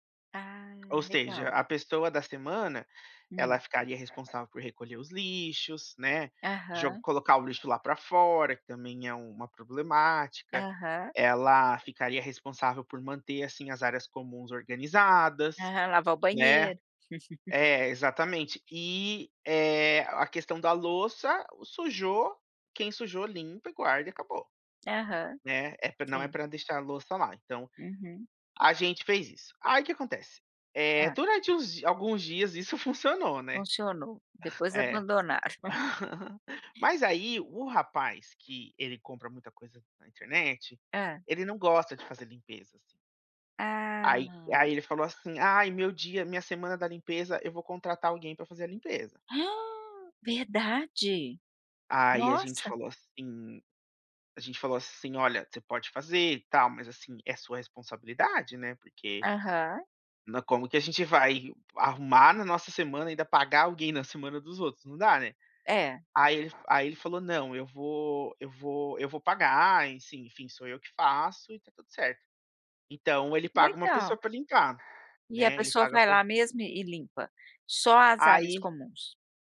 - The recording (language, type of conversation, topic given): Portuguese, podcast, Como falar sobre tarefas domésticas sem brigar?
- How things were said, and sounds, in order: tapping; other background noise; laugh; laughing while speaking: "funcionou"; chuckle; gasp